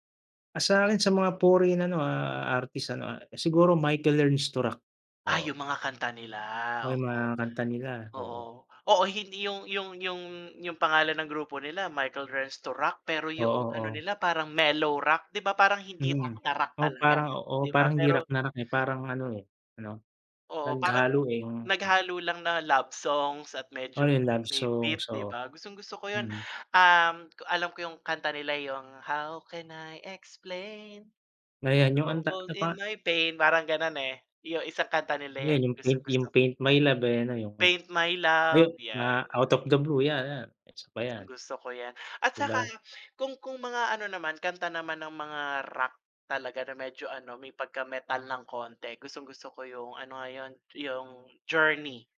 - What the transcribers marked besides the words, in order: unintelligible speech; singing: "How can I explain in the trouble in my pain"; "yung" said as "yu"; other background noise
- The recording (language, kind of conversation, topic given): Filipino, unstructured, Ano ang paborito mong kanta, at bakit mo ito gusto?